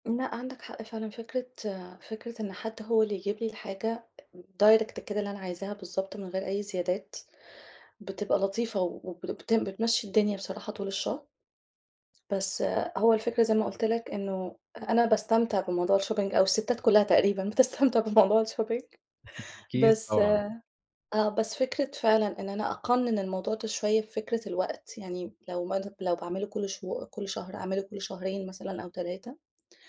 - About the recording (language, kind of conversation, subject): Arabic, advice, إزاي بتتحدى نفسك إنك تبسّط روتينك اليومي وتقلّل المشتريات؟
- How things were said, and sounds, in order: in English: "direct"; in English: "الشوبينج"; laughing while speaking: "بتستمتع بموضوع الشوبينج"; chuckle; in English: "الشوبينج"